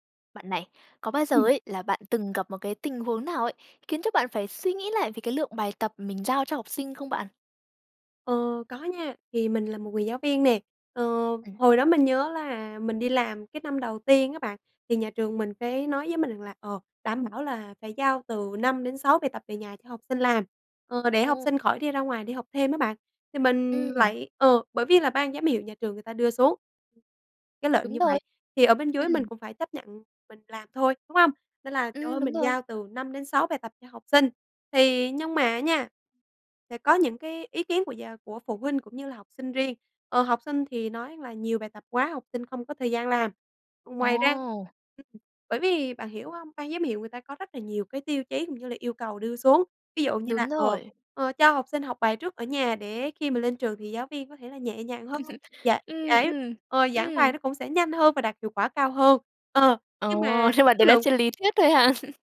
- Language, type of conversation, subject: Vietnamese, podcast, Làm sao giảm bài tập về nhà mà vẫn đảm bảo tiến bộ?
- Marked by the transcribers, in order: other noise; laugh; laughing while speaking: "nhưng"; laugh